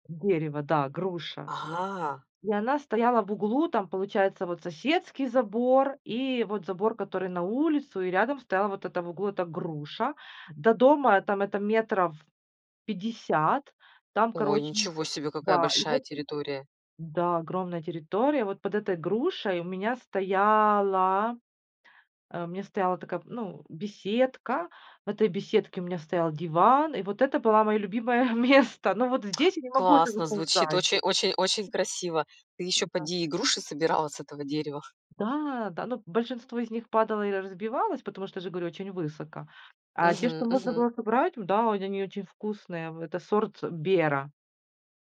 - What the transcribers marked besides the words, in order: tapping; laughing while speaking: "место"; tsk; other noise
- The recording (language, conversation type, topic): Russian, podcast, Как переезд повлиял на твоё ощущение дома?